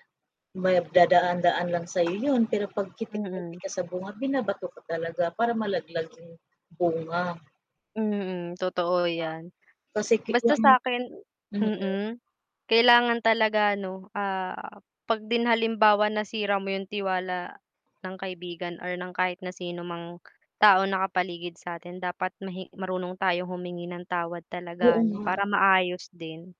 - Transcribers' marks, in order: other background noise; static; distorted speech
- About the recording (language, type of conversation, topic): Filipino, unstructured, Ano ang epekto ng pagtitiwala sa ating mga relasyon?